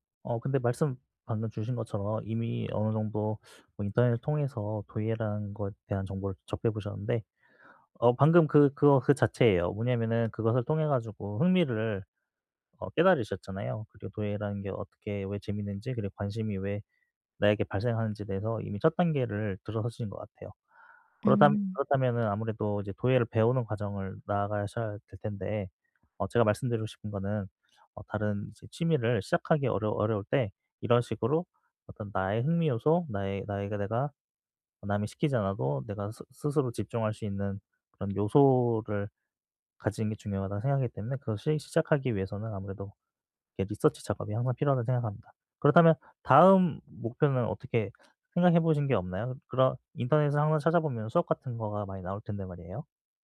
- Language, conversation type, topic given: Korean, advice, 새로운 취미를 시작하는 게 무서운데 어떻게 시작하면 좋을까요?
- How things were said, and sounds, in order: tapping